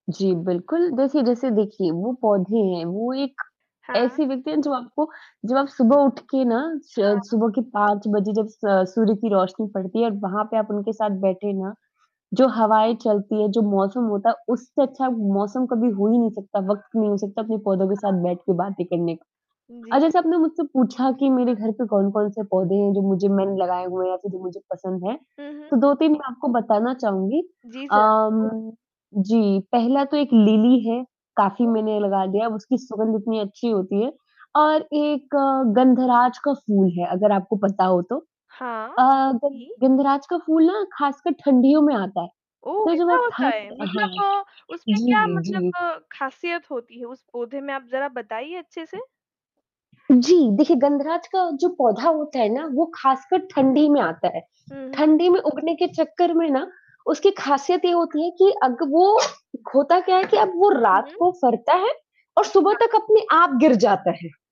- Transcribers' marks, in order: static; distorted speech; other background noise; unintelligible speech; bird; tapping
- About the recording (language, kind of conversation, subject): Hindi, podcast, किसी पेड़ को लगाने का आपका अनुभव कैसा रहा?